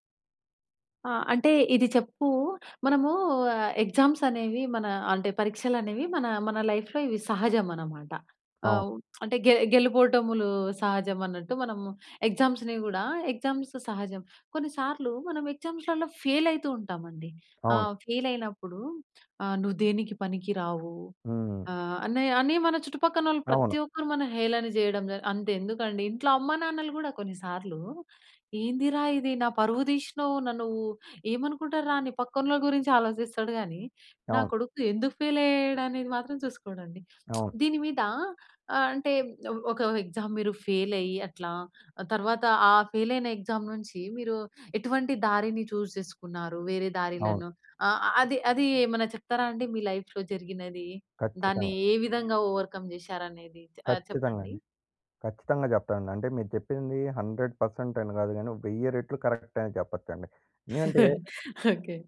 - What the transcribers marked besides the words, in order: in English: "ఎగ్జామ్స్"; in English: "లైఫ్‌లో"; lip smack; in English: "ఎగ్జామ్స్‌ని"; in English: "ఎగ్జామ్స్"; in English: "ఫెయిల్"; in English: "ఫెయిల్"; in English: "ఫెయిల్"; lip smack; in English: "ఎగ్జామ్"; in English: "ఫెయిల్"; in English: "ఫెయిల్"; in English: "ఎగ్జామ్"; in English: "చూస్"; in English: "లైఫ్‌లో"; in English: "ఓవర్‌కమ్"; in English: "హండ్రెడ్ పర్సెంట్"; in English: "కరెక్ట్"; chuckle
- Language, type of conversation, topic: Telugu, podcast, పరీక్షలో పరాజయం మీకు ఎలా మార్గదర్శకమైంది?